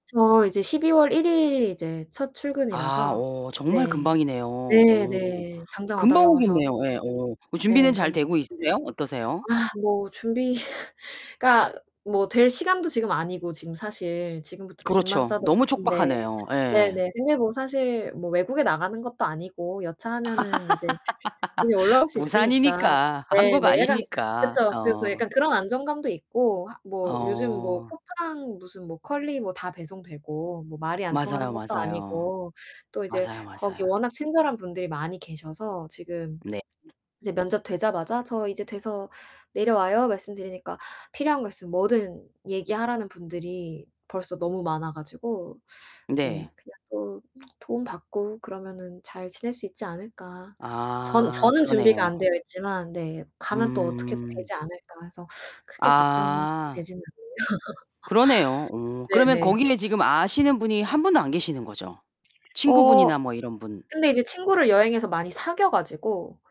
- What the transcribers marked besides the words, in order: other background noise; distorted speech; unintelligible speech; laughing while speaking: "준비가"; laugh; laugh
- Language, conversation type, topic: Korean, podcast, 현지인을 만나서 여행이 완전히 달라진 경험이 있으신가요?